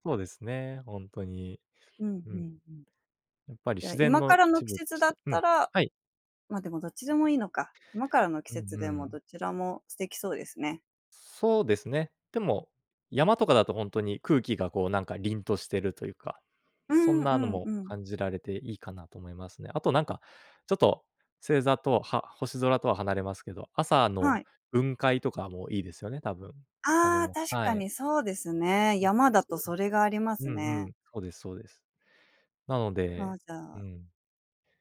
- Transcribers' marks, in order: none
- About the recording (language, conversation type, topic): Japanese, podcast, 夜の星空を見たときの話を聞かせてくれますか？